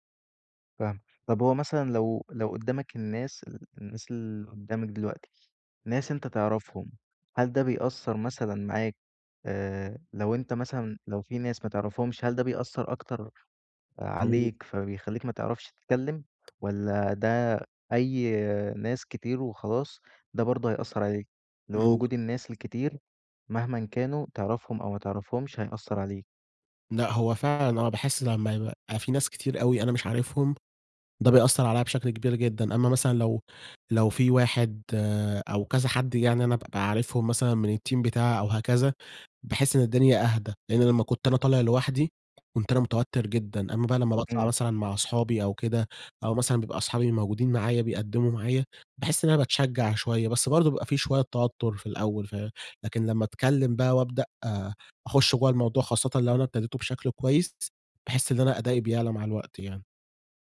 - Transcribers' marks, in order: tapping; in English: "الteam"
- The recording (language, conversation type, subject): Arabic, advice, إزاي أتغلب على الخوف من الكلام قدام الناس في اجتماع أو قدام جمهور؟